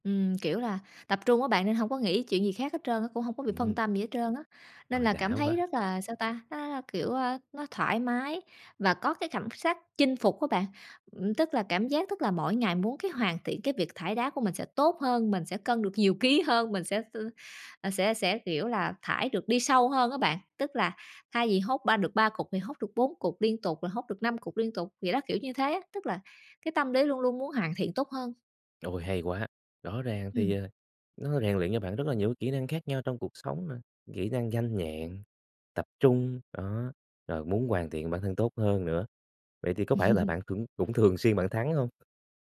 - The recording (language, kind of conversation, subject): Vietnamese, podcast, Bạn có thể kể về trò chơi mà bạn mê nhất khi còn nhỏ không?
- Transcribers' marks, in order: laugh; other background noise